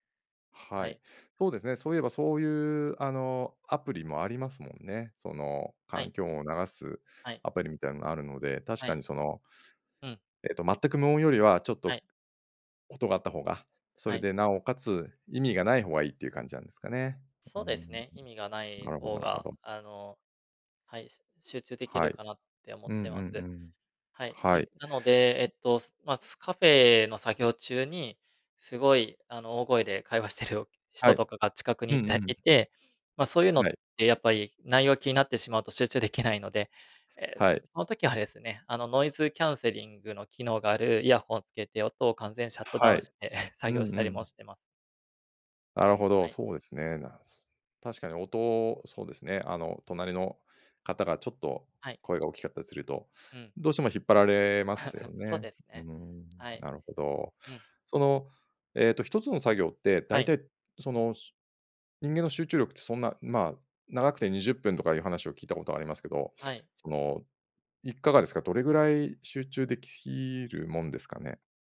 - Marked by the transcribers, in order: laughing while speaking: "会話してる"; chuckle; giggle
- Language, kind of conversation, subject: Japanese, podcast, 一人で作業するときに集中するコツは何ですか？